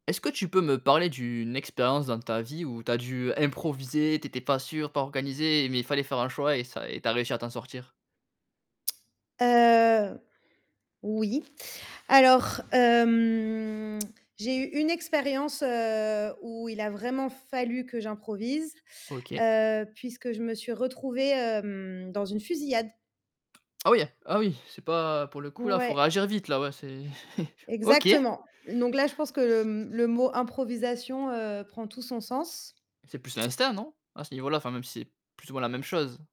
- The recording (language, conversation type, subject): French, podcast, Parle-moi d’une expérience où tu as dû improviser pour t’en sortir ?
- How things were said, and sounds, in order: static; tapping; tsk; drawn out: "hem"; tsk; other background noise; tsk; laughing while speaking: "c'est"; chuckle; tsk